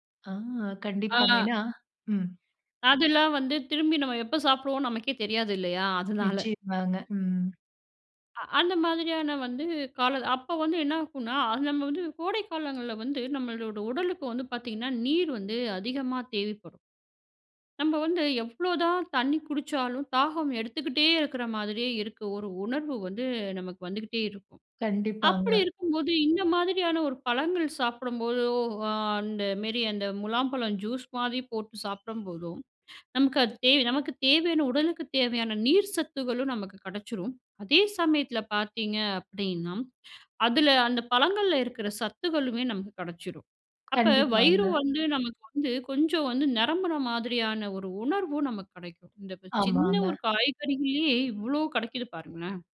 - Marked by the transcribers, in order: laughing while speaking: "அதனால"; drawn out: "வந்து"; whistle; other noise
- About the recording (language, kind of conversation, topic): Tamil, podcast, பருவத்திற்கு ஏற்ற பழங்களையும் காய்கறிகளையும் நீங்கள் எப்படி தேர்வு செய்கிறீர்கள்?